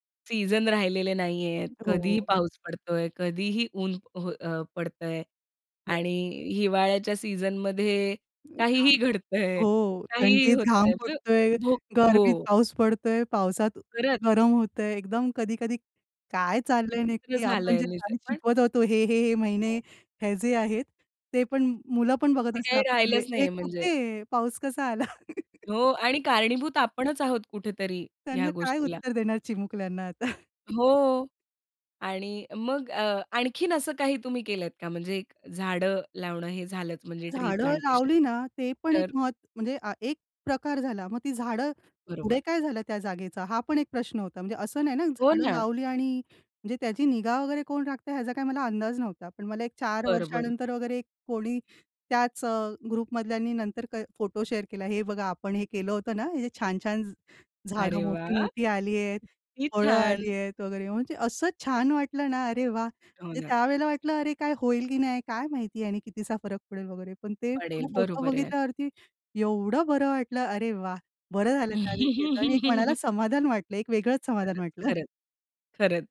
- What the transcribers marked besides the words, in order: other background noise; unintelligible speech; other noise; chuckle; chuckle; in English: "ट्री प्लांटेशन?"; tapping; in English: "ग्रुप"; in English: "शेअर"; laugh; unintelligible speech; chuckle
- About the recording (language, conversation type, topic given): Marathi, podcast, तुम्ही निसर्गासाठी केलेलं एखादं छोटं काम सांगू शकाल का?